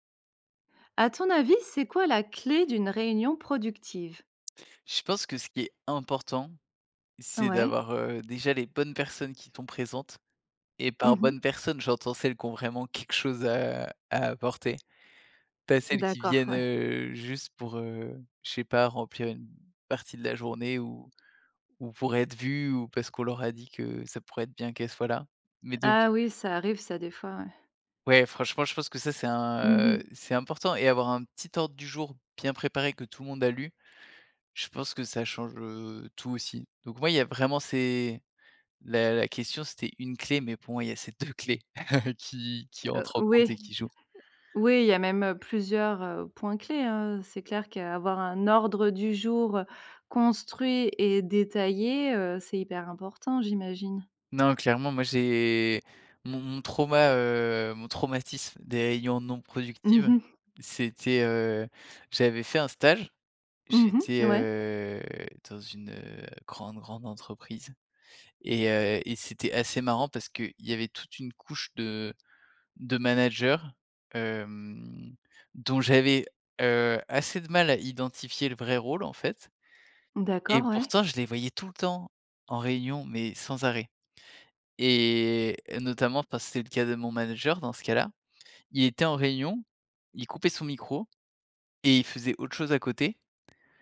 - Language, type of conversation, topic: French, podcast, Quelle est, selon toi, la clé d’une réunion productive ?
- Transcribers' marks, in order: "sont" said as "t'ont"; tapping; laugh; "réunions" said as "èions"; drawn out: "heu"; drawn out: "hem"; "parce" said as "passe"